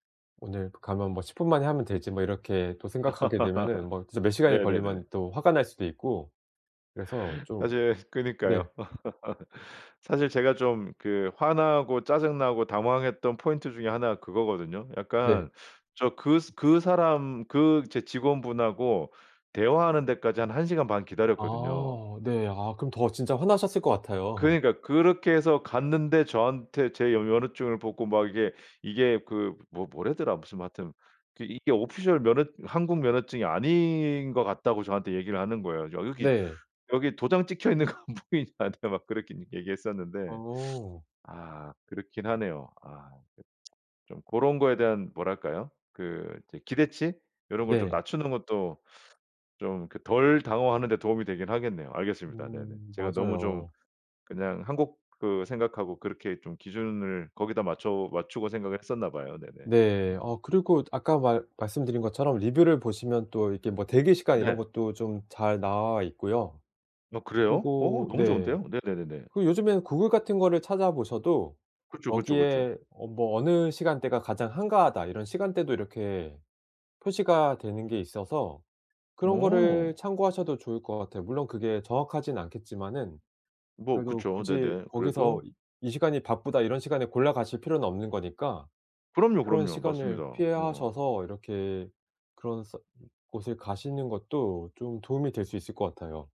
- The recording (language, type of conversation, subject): Korean, advice, 현지 규정과 행정 절차를 이해하기 어려운데 도움을 받을 수 있을까요?
- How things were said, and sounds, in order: laugh; laugh; other background noise; in English: "오피셜"; laughing while speaking: "거 안 보이냐. 나한테 막"